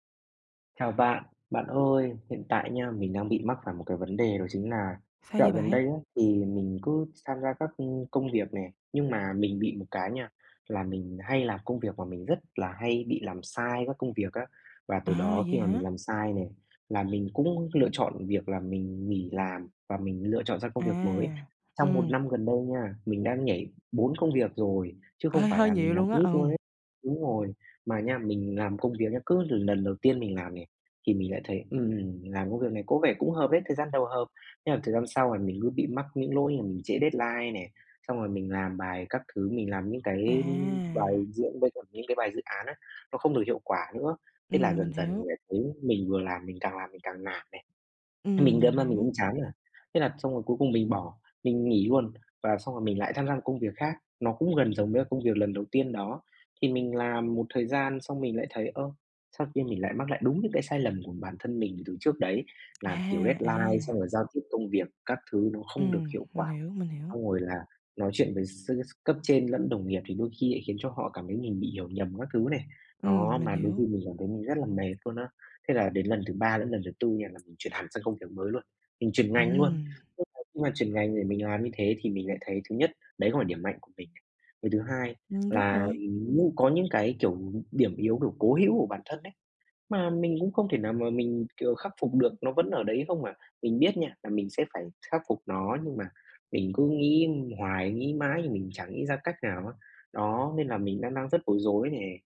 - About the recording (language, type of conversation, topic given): Vietnamese, advice, Làm sao tôi có thể học từ những sai lầm trong sự nghiệp để phát triển?
- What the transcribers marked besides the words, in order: other background noise; in English: "deadline"; bird; tapping; in English: "deadline"; unintelligible speech